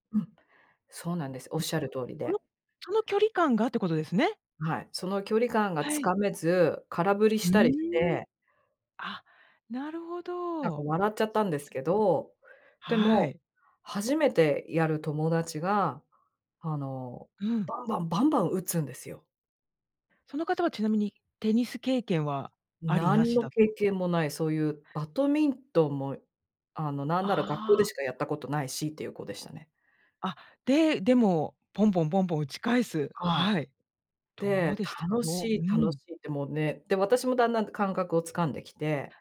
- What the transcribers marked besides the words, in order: unintelligible speech
- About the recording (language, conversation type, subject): Japanese, podcast, 最近ハマっている遊びや、夢中になっている創作活動は何ですか？